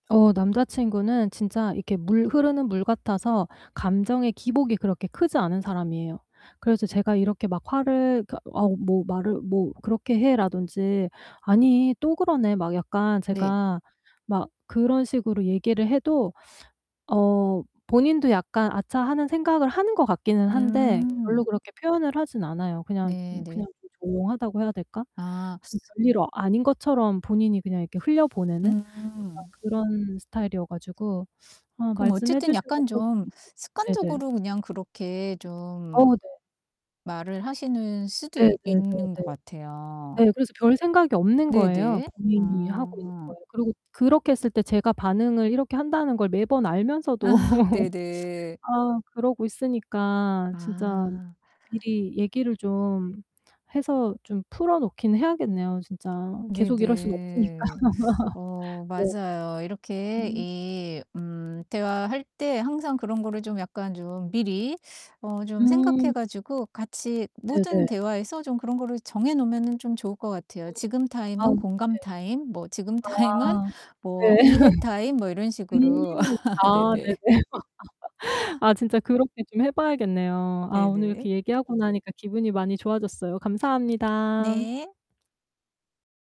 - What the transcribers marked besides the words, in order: distorted speech; static; unintelligible speech; laughing while speaking: "아"; laugh; laughing while speaking: "없으니까"; laugh; laugh; laughing while speaking: "타임은"; laughing while speaking: "네네"; laugh; laughing while speaking: "네네"; other background noise
- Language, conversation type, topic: Korean, advice, 서로의 관점을 어떻게 이해하고 감정 상하지 않게 갈등을 건강하게 해결할 수 있을까요?